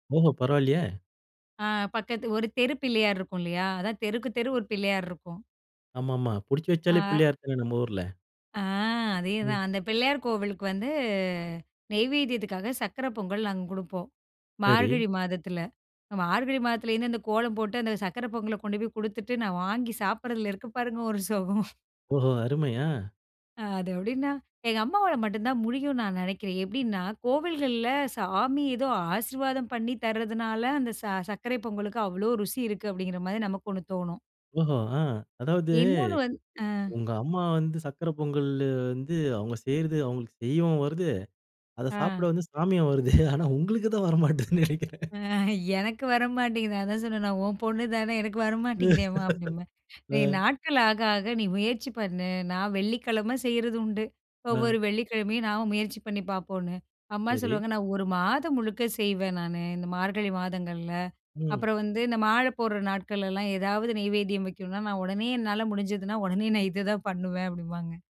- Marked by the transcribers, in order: surprised: "ஓஹோ! பரவால்லயே!"; joyful: "ஆ"; drawn out: "வந்து"; laughing while speaking: "இருக்கு பாருங்க ஒரு சுகம்"; surprised: "ஓஹோ! அருமையா, அ"; surprised: "ஓஹோ! ஆ"; laughing while speaking: "வருது. ஆனா உங்களுக்கு தான் வரமாட்டேங்குதுன்னு நினைக்கிறேன்"; laugh
- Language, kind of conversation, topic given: Tamil, podcast, அம்மாவின் குறிப்பிட்ட ஒரு சமையல் குறிப்பை பற்றி சொல்ல முடியுமா?